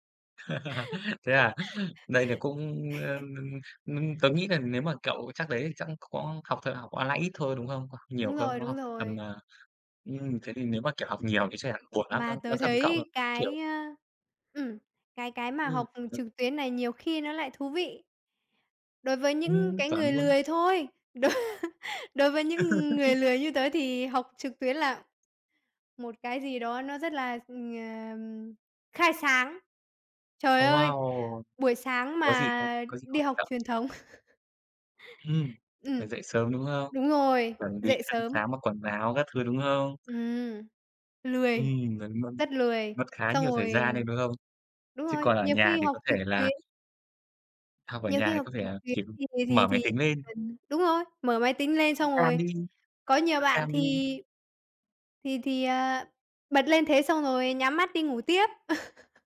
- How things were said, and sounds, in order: chuckle; laugh; tapping; "có" said as "khón"; other background noise; unintelligible speech; laughing while speaking: "đối"; laugh; in English: "hot"; chuckle; unintelligible speech; chuckle
- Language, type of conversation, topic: Vietnamese, unstructured, Bạn nghĩ gì về việc học trực tuyến thay vì đến lớp học truyền thống?